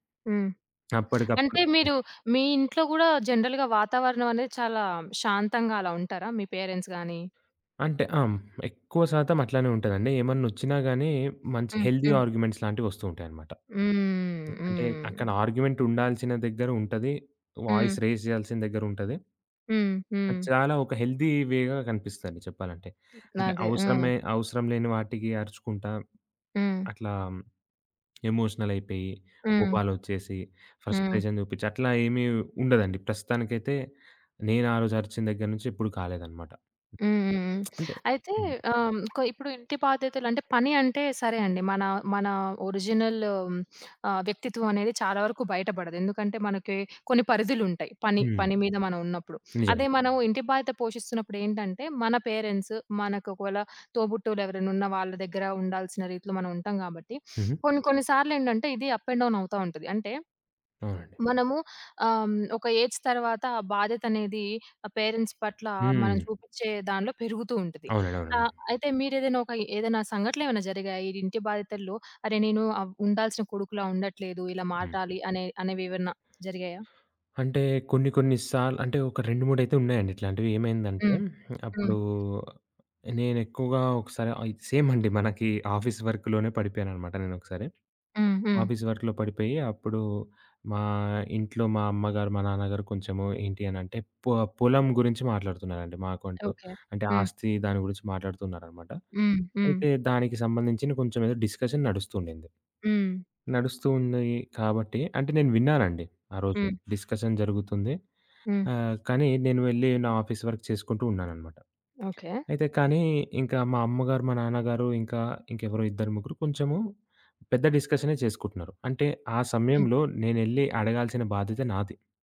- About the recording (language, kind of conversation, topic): Telugu, podcast, సోషియల్ జీవితం, ఇంటి బాధ్యతలు, పని మధ్య మీరు ఎలా సంతులనం చేస్తారు?
- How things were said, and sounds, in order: tapping; in English: "జనరల్‌గా"; in English: "పేరెంట్స్"; in English: "హెల్తీ ఆర్గ్యుమెంట్స్"; in English: "ఆర్గ్యుమెంట్"; in English: "వాయిస్ రైజ్"; in English: "హెల్తీ వే‌గా"; other background noise; in English: "ఎమోషనల్"; in English: "ఫ్రస్ట్రేషన్"; lip smack; in English: "ఒరిజినల్"; sniff; sniff; in English: "పేరెంట్స్"; sniff; in English: "అప్ అండ్ డౌన్"; in English: "ఏజ్"; in English: "పేరెంట్స్"; in English: "సేమ్"; in English: "ఆఫీస్ వర్క్‌లోనే"; in English: "ఆఫీస్ వర్క్‌లో"; in English: "డిస్కషన్"; in English: "డిస్కషన్"; in English: "ఆఫీస్ వర్క్"; in English: "డిస్కషనే"